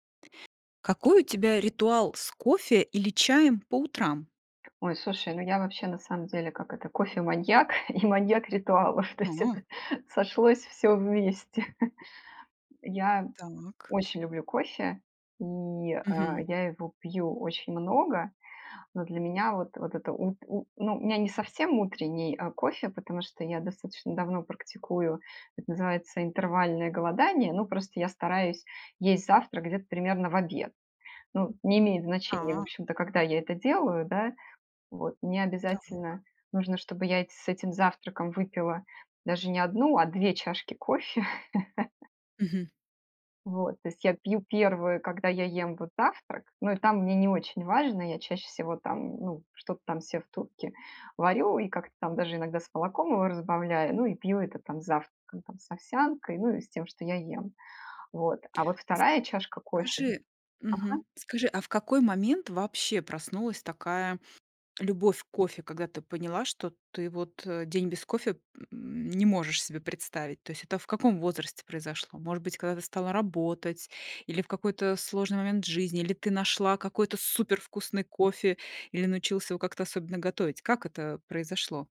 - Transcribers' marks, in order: tapping; chuckle; chuckle; laugh
- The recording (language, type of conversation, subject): Russian, podcast, Как выглядит твой утренний ритуал с кофе или чаем?